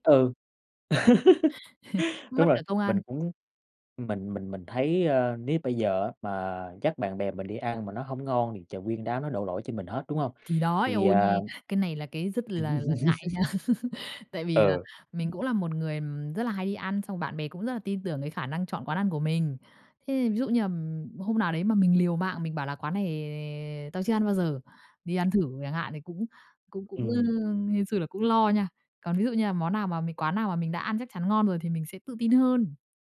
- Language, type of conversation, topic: Vietnamese, podcast, Bạn bắt đầu khám phá món ăn mới như thế nào?
- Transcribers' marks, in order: laugh; tapping; laugh; other background noise; drawn out: "này"